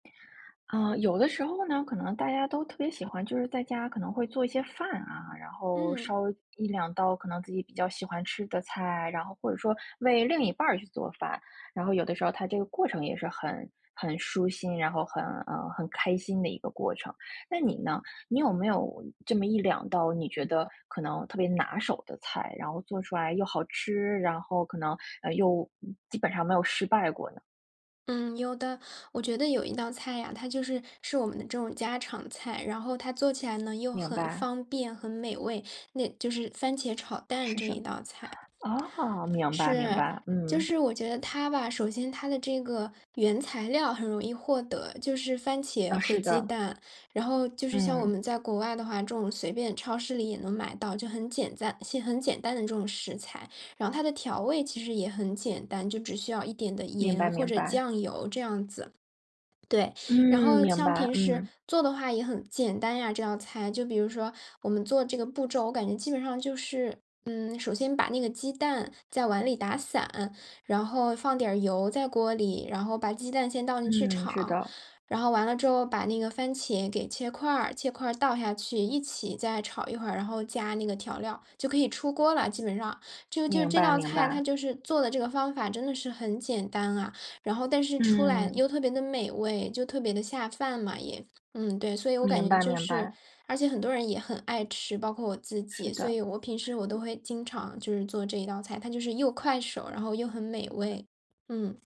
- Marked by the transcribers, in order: other background noise; "些" said as "一些"
- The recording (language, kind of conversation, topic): Chinese, podcast, 你有没有一道怎么做都不会失败的快手暖心家常菜谱，可以分享一下吗？